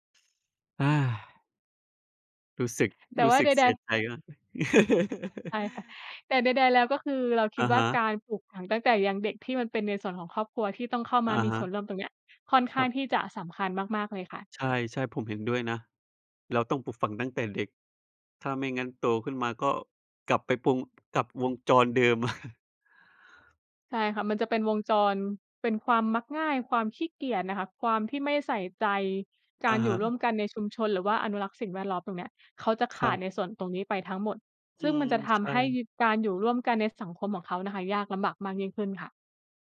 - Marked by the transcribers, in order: other background noise; chuckle; chuckle
- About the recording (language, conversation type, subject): Thai, unstructured, คุณรู้สึกอย่างไรเมื่อเห็นคนทิ้งขยะลงในแม่น้ำ?